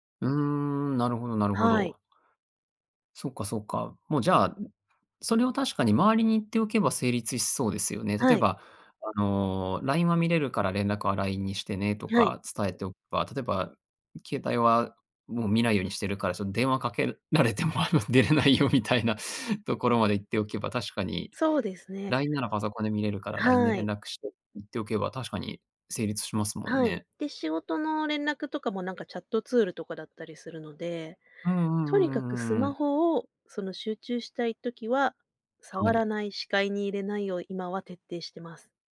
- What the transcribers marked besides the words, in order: laughing while speaking: "あの出れないよ"; in English: "チャットツール"
- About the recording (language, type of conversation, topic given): Japanese, podcast, スマホは集中力にどのような影響を与えますか？